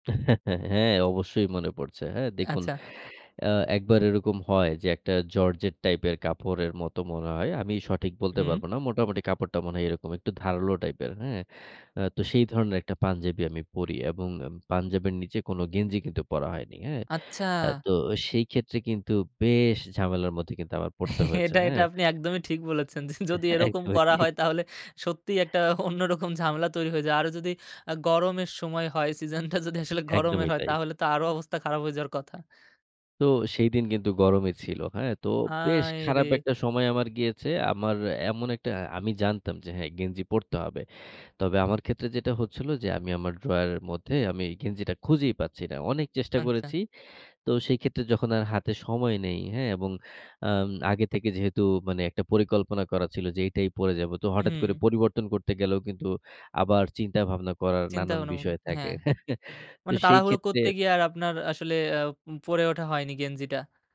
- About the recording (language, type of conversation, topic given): Bengali, podcast, পোশাক বাছাই ও পরিধানের মাধ্যমে তুমি কীভাবে নিজের আত্মবিশ্বাস বাড়াও?
- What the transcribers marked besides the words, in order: chuckle; chuckle; laughing while speaking: "এটা, এটা আপনি একদমই ঠিক … তৈরি হয়ে যায়"; laughing while speaking: "একদমই ঠিক"; laughing while speaking: "সিজনটা যদি আসলে গরমের হয়"; "আচ্ছা" said as "আনচ্ছা"; laughing while speaking: "হ্যা?"